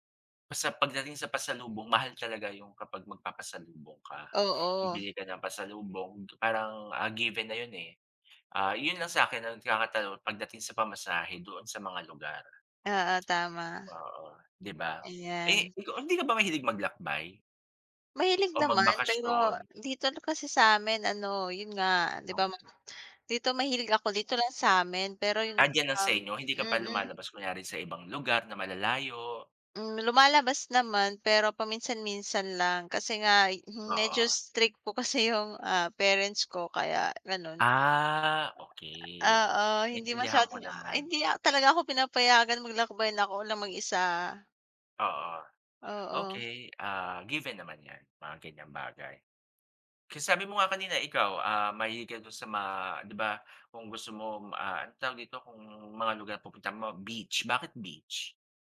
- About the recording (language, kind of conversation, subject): Filipino, unstructured, Saan mo gustong magbakasyon kung magkakaroon ka ng pagkakataon?
- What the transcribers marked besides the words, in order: tapping; other background noise